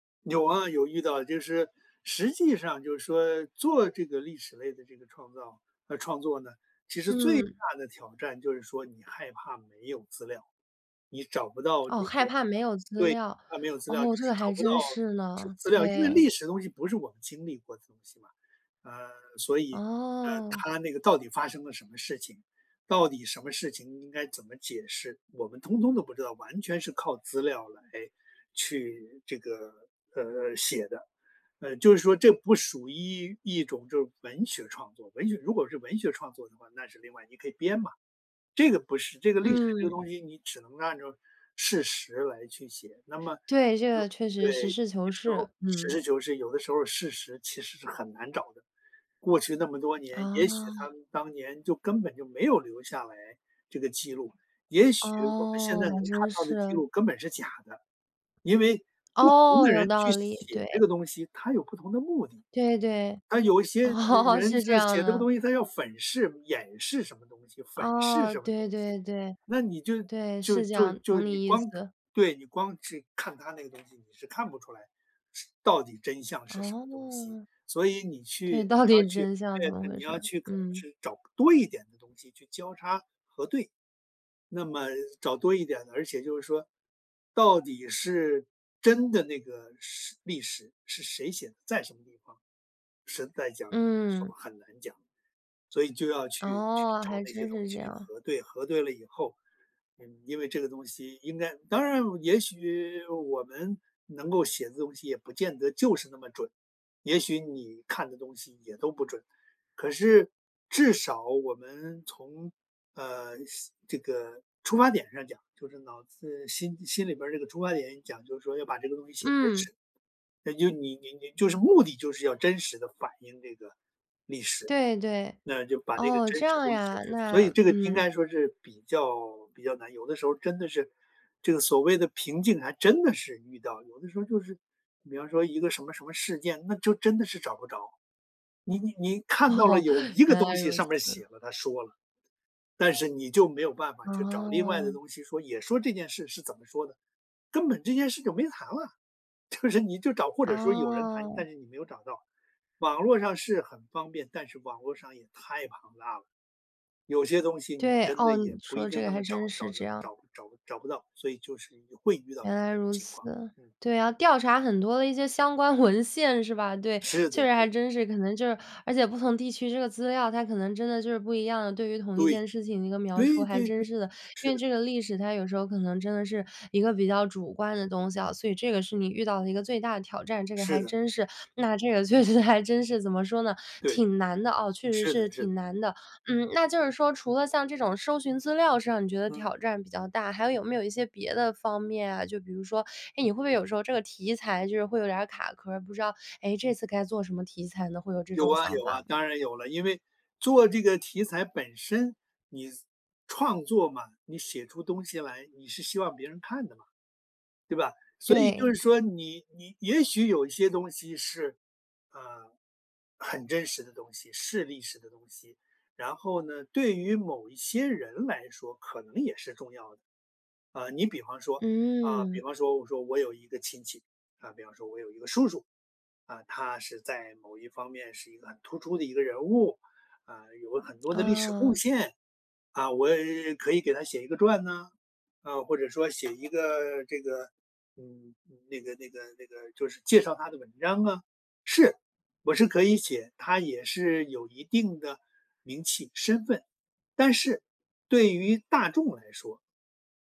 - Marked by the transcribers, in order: laughing while speaking: "哦"; other background noise; laughing while speaking: "到底"; laughing while speaking: "哦"; laughing while speaking: "就是你就找"; laughing while speaking: "文献"; laughing while speaking: "确实还真是"
- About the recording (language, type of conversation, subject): Chinese, podcast, 你在创作时如何突破创作瓶颈？